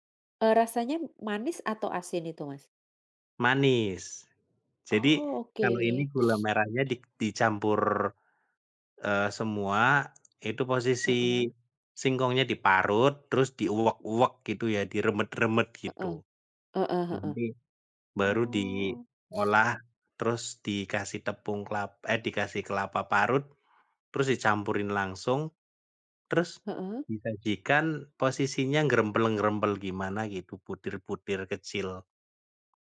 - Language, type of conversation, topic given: Indonesian, unstructured, Apa makanan tradisional favoritmu yang selalu membuatmu rindu?
- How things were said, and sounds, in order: sniff; tapping; in Javanese: "diuwek-uwek"; in Javanese: "diremet-remet"; sniff; in Javanese: "nggerempel-nggerempel"